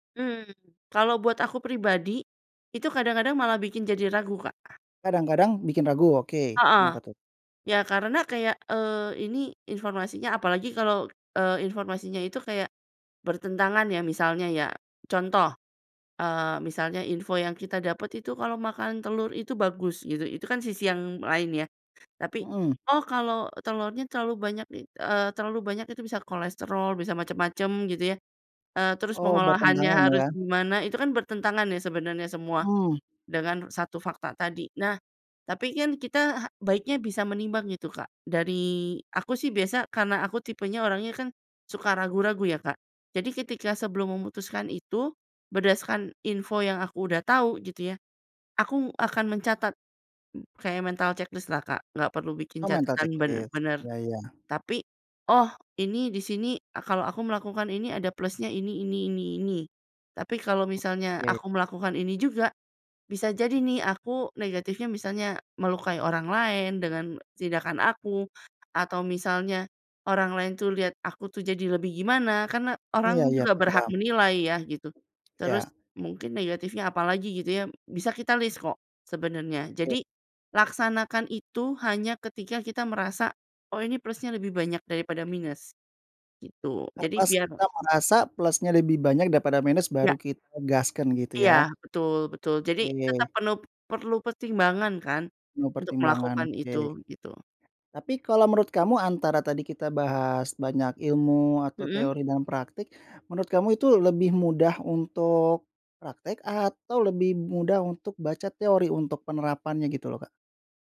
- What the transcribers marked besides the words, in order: other background noise; tapping
- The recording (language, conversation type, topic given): Indonesian, podcast, Kapan kamu memutuskan untuk berhenti mencari informasi dan mulai praktik?